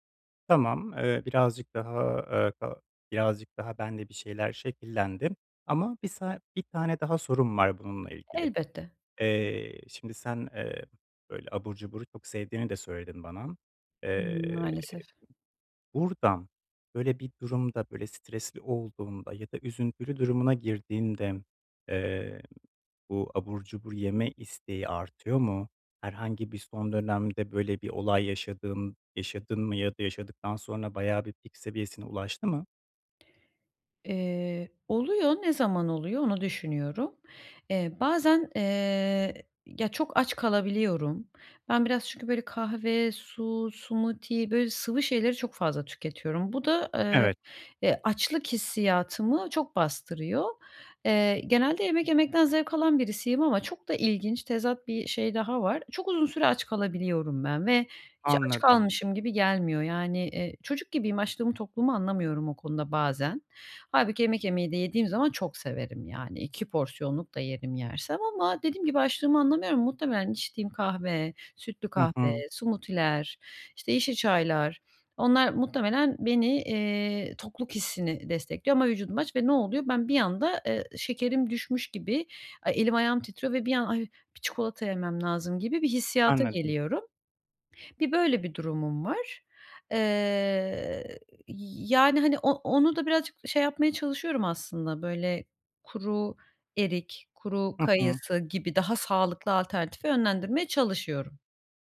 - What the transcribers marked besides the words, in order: in English: "smoothie"; in English: "smoothie'ler"
- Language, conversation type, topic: Turkish, advice, Markette alışveriş yaparken nasıl daha sağlıklı seçimler yapabilirim?